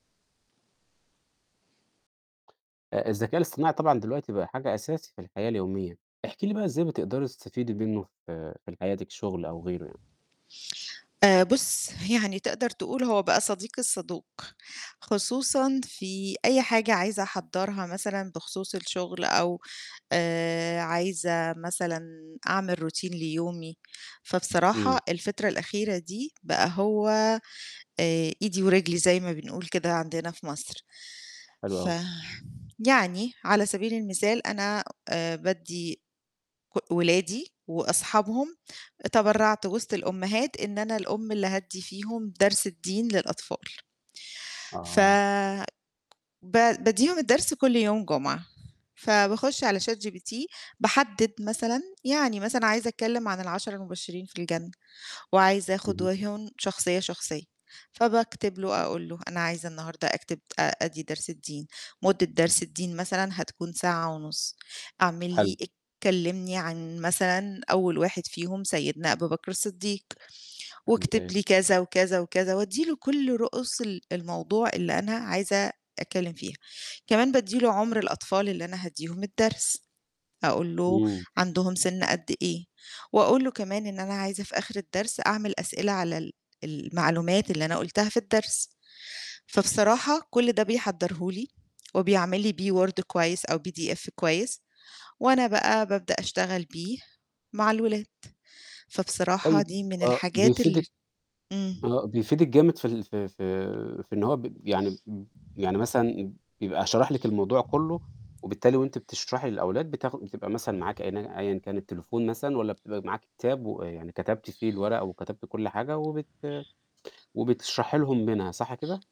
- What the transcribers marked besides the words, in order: tapping; in English: "Routine"; unintelligible speech; unintelligible speech
- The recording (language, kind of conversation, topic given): Arabic, podcast, إزاي بتستفيد من الذكاء الاصطناعي في حياتك اليومية؟